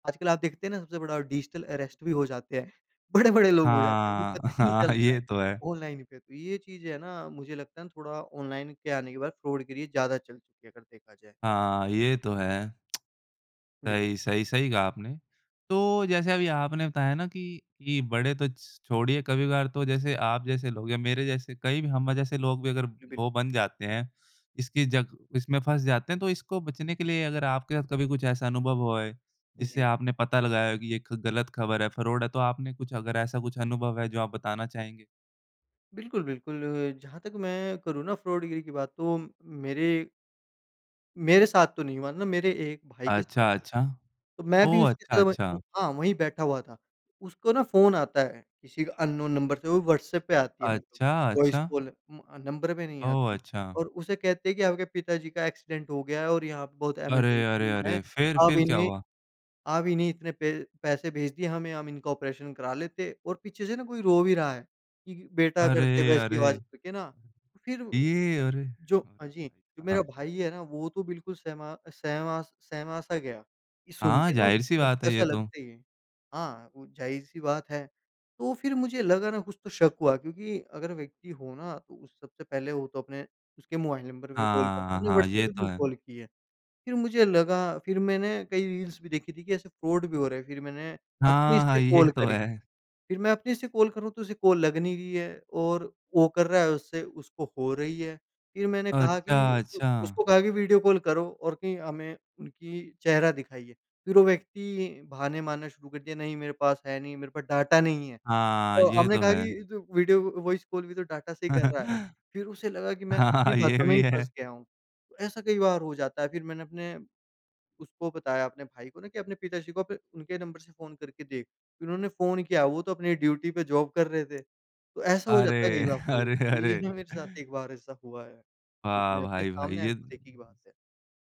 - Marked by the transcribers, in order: in English: "डिजिटल अरेस्ट"; laughing while speaking: "बड़े-बड़े"; laughing while speaking: "हाँ, ये"; in English: "फ्रॉड"; tapping; in English: "फ्रॉड"; in English: "फ्रॉड"; in English: "अन्नोन"; unintelligible speech; in English: "वॉइस"; in English: "एक्सीडेंट"; in English: "इमरजेंसी"; surprised: "ये अरे!"; unintelligible speech; in English: "रील्स"; in English: "फ्रॉड"; laughing while speaking: "ये तो है"; in English: "वॉइस"; chuckle; laughing while speaking: "हाँ, ये भी है"; in English: "ड्यूटी"; in English: "जॉब"; in English: "फ्रॉड"; laughing while speaking: "अरे, अरे!"
- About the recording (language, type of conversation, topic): Hindi, podcast, ऑनलाइन खबरें और जानकारी पढ़ते समय आप सच को कैसे परखते हैं?